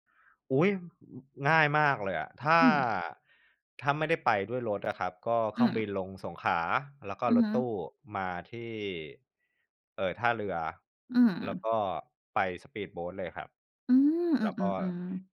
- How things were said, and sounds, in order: other background noise
- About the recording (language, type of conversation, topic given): Thai, unstructured, สถานที่ไหนที่คุณอยากกลับไปอีกครั้ง และเพราะอะไร?